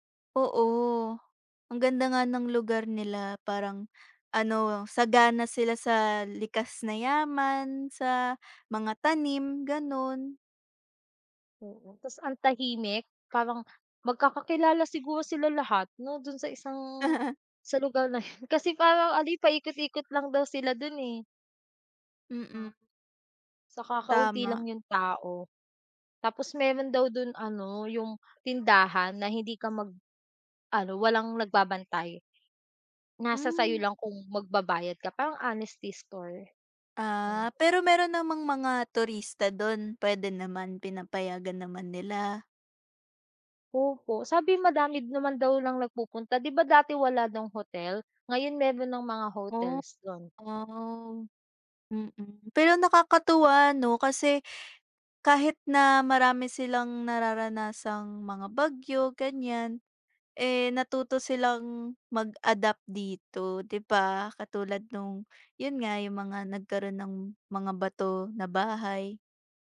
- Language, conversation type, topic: Filipino, unstructured, Paano nakaaapekto ang heograpiya ng Batanes sa pamumuhay ng mga tao roon?
- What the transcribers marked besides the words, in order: chuckle; laughing while speaking: "'yon"; other background noise; "madami" said as "madamid"